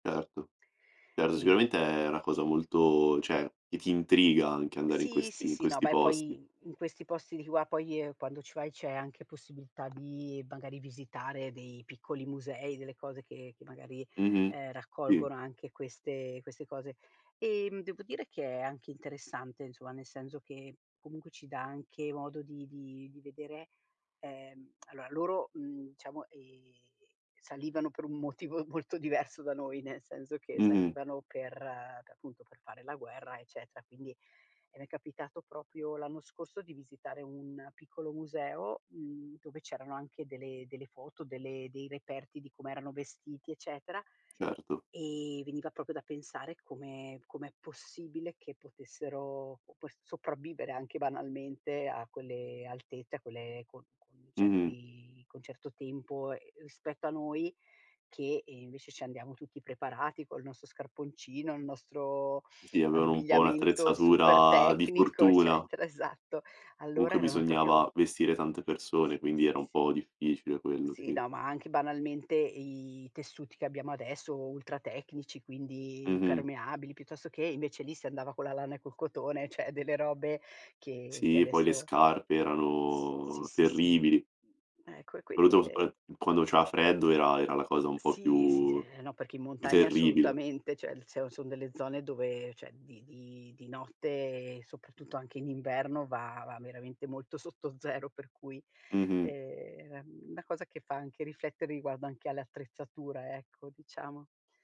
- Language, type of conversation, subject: Italian, podcast, Raccontami del tuo hobby preferito, dai?
- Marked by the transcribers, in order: "cioè" said as "ceh"; tapping; lip smack; "allora" said as "aloa"; "proprio" said as "propio"; "proprio" said as "propio"; "proprio" said as "propio"; "cioè" said as "ceh"; other background noise; unintelligible speech; "cioè" said as "ceh"; "cioè" said as "ceh"